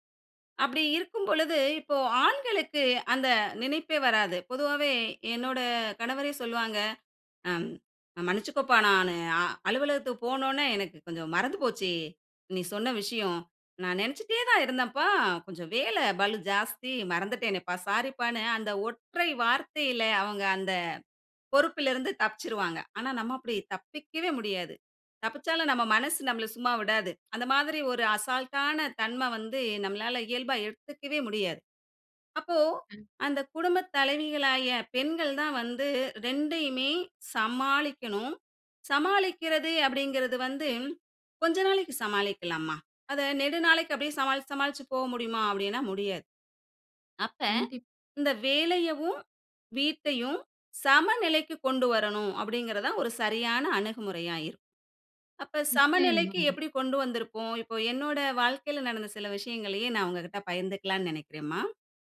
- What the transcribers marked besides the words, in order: "தலைவிகளாகிய" said as "தலைவிகளாய"
- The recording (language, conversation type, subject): Tamil, podcast, வேலைக்கும் வீட்டுக்கும் சமநிலையை நீங்கள் எப்படி சாதிக்கிறீர்கள்?